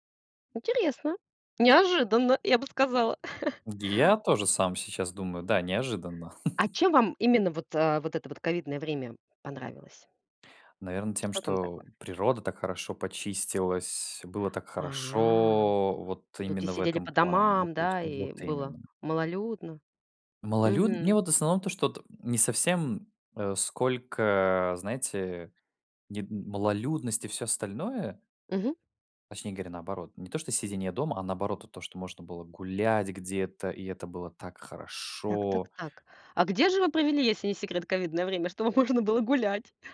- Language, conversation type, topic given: Russian, unstructured, Какое событие из прошлого вы бы хотели пережить снова?
- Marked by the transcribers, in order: chuckle; chuckle; drawn out: "хорошо"; unintelligible speech; laughing while speaking: "можно"